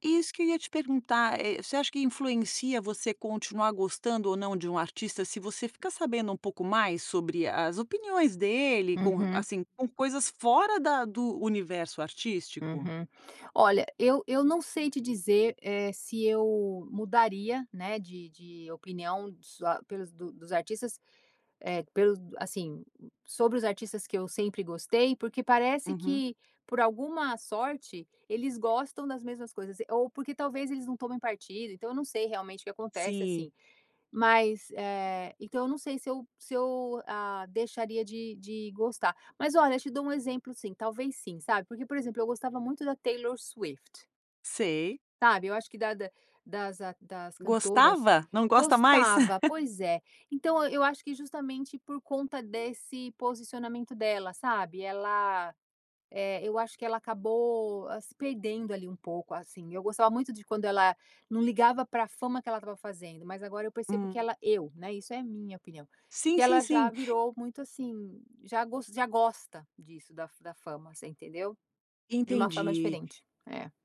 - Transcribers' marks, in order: tapping; chuckle
- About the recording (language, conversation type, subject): Portuguese, podcast, Que artistas você considera parte da sua identidade musical?